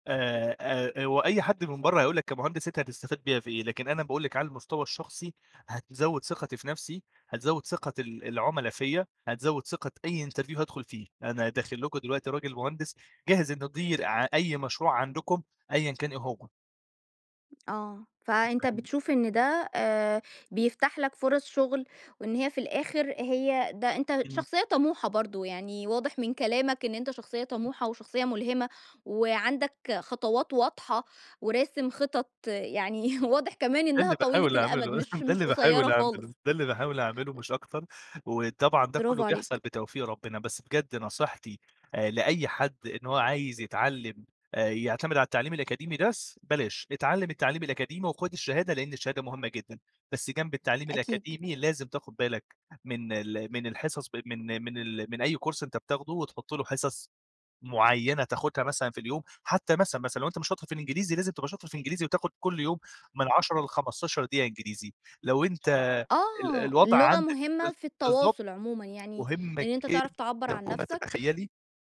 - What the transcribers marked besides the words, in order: in English: "interview"; unintelligible speech; tapping; in English: "كورس"
- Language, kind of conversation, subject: Arabic, podcast, إزاي توازن بين التعلّم وشغلك اليومي؟